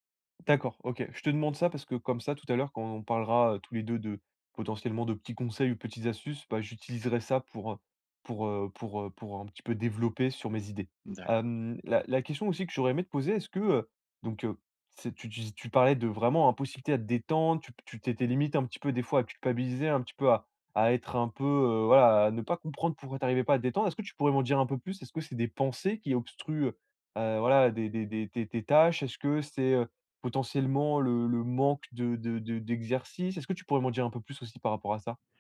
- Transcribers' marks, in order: other background noise
- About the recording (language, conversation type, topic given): French, advice, Pourquoi n’arrive-je pas à me détendre après une journée chargée ?